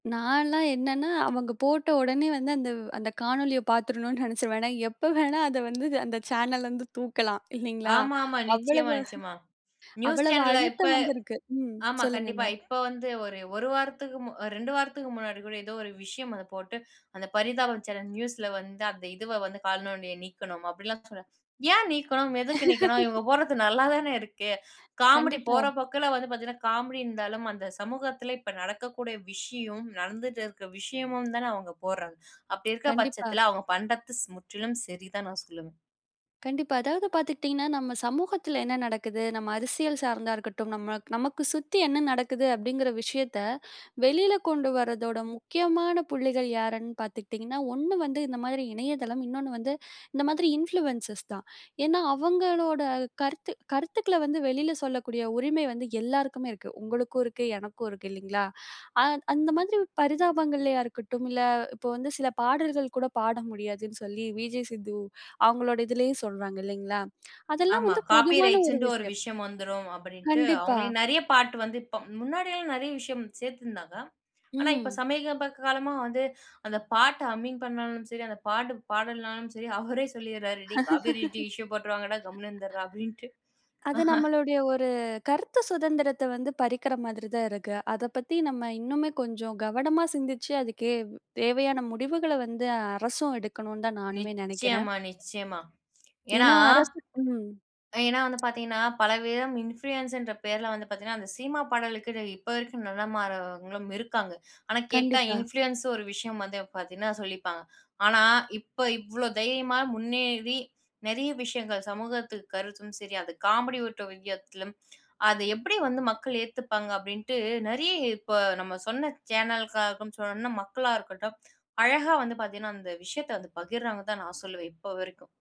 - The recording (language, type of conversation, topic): Tamil, podcast, உங்களுக்கு பிடித்த உள்ளடக்கப் படைப்பாளர் யார், அவரைப் பற்றி சொல்ல முடியுமா?
- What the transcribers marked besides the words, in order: chuckle; chuckle; other street noise; chuckle; laugh; in English: "இன்ஃப்ளூயன்ஸ்"; in English: "காப்பி ரைட்ஸ்ன்னுட்டு"; chuckle; laugh; other noise; in English: "காப்பி ரைட் இஷ்யூ"; chuckle; tapping; in English: "இன்ஃப்ளூயன்ஸ்ன்ற"; in English: "இன்ஃப்ளூயன்ஸ்"; other background noise